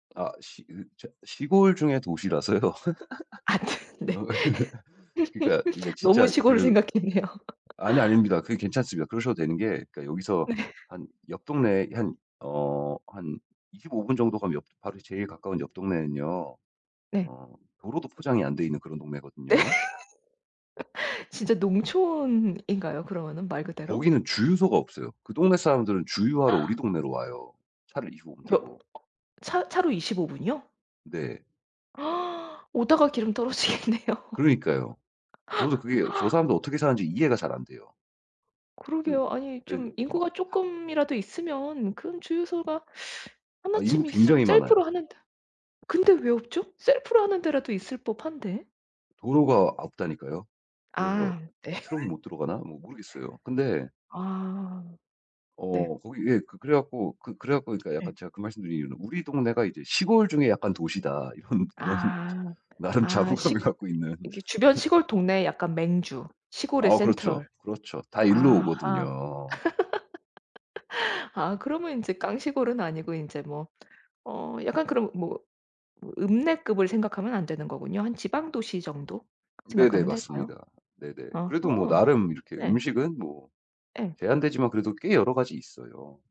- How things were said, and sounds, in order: laughing while speaking: "도시라서요"; laugh; laughing while speaking: "안 되는데"; other background noise; laugh; laugh; laughing while speaking: "네"; laughing while speaking: "네"; laugh; gasp; gasp; laughing while speaking: "떨어지겠네요"; laugh; tapping; laughing while speaking: "예"; laughing while speaking: "이런, 이런 나름 자부감을 갖고 있는"; laugh; laugh
- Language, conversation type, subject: Korean, advice, 외식할 때 건강한 메뉴를 고르기 어려운 이유는 무엇인가요?